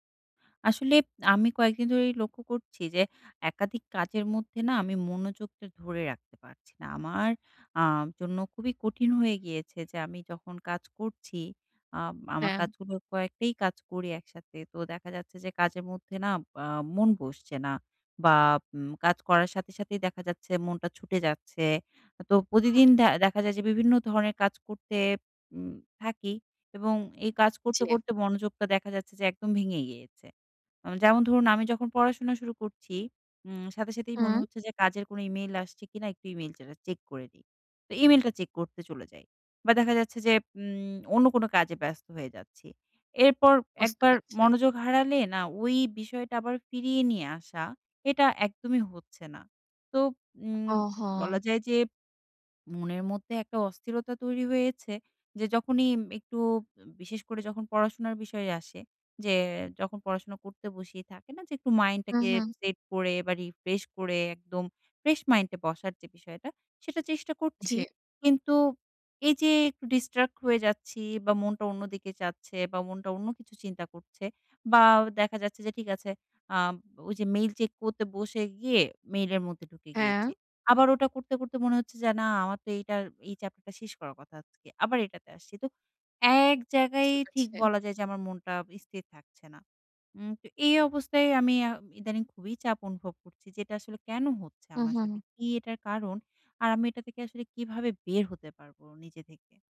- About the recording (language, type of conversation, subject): Bengali, advice, বহু কাজের মধ্যে কীভাবে একাগ্রতা বজায় রেখে কাজ শেষ করতে পারি?
- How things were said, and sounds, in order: in English: "distract"